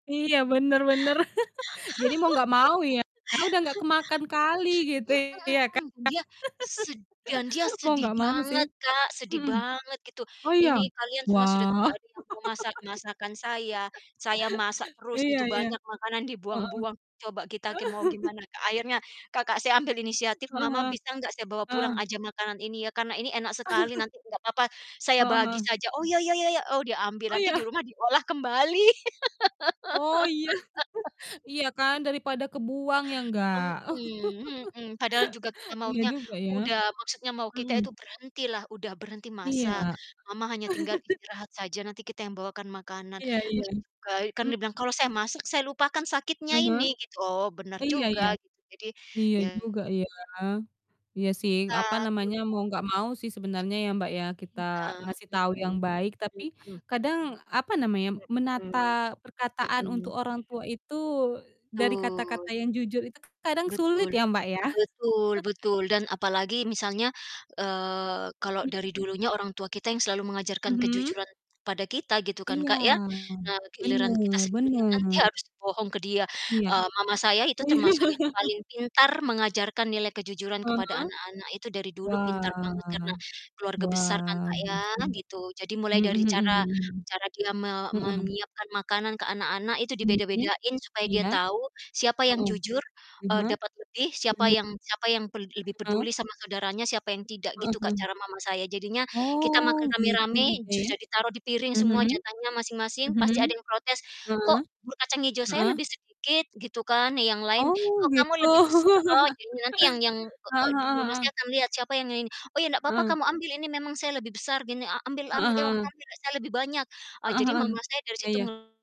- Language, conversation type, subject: Indonesian, unstructured, Apa arti kejujuran dalam kehidupan sehari-hari menurutmu?
- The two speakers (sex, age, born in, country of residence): female, 25-29, Indonesia, Indonesia; female, 45-49, Indonesia, United States
- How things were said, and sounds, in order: laugh; distorted speech; laugh; laugh; chuckle; chuckle; laughing while speaking: "iya"; laugh; laugh; chuckle; tapping; other background noise; laugh; laughing while speaking: "Oh iya?"; chuckle; drawn out: "Wah"; unintelligible speech; laugh